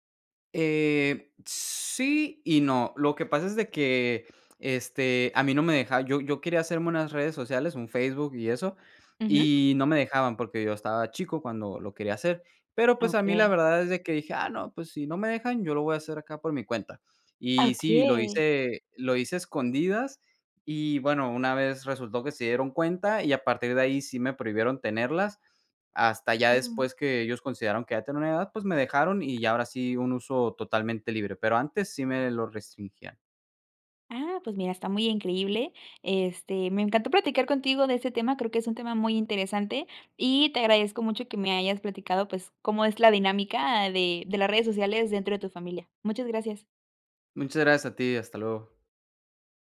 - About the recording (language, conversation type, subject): Spanish, podcast, ¿Qué impacto tienen las redes sociales en las relaciones familiares?
- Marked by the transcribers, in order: none